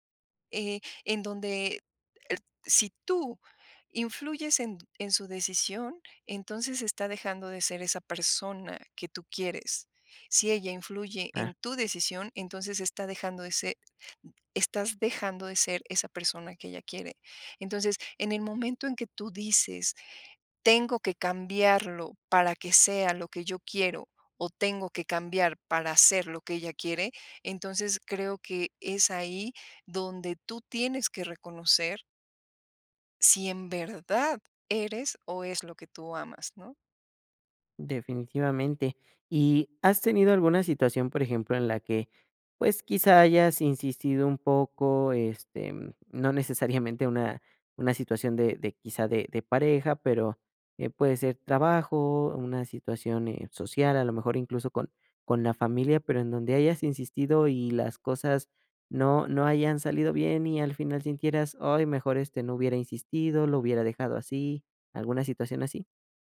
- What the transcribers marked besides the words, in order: laughing while speaking: "necesariamente"
- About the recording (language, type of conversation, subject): Spanish, podcast, ¿Cómo decides cuándo seguir insistiendo o cuándo soltar?